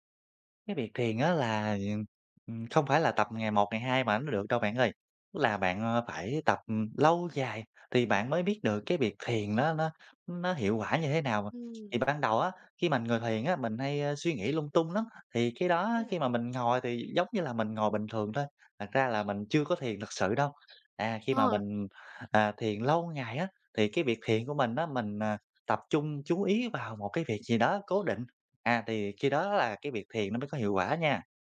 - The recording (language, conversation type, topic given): Vietnamese, podcast, Thiền giúp bạn quản lý căng thẳng như thế nào?
- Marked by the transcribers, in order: tapping; other background noise